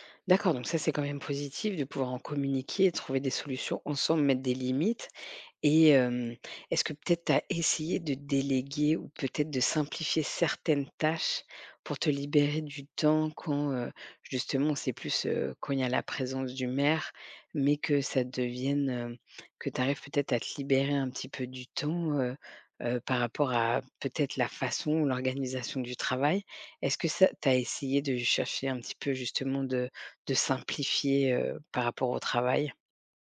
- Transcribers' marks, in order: none
- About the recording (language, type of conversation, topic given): French, advice, Comment puis-je rétablir un équilibre entre ma vie professionnelle et ma vie personnelle pour avoir plus de temps pour ma famille ?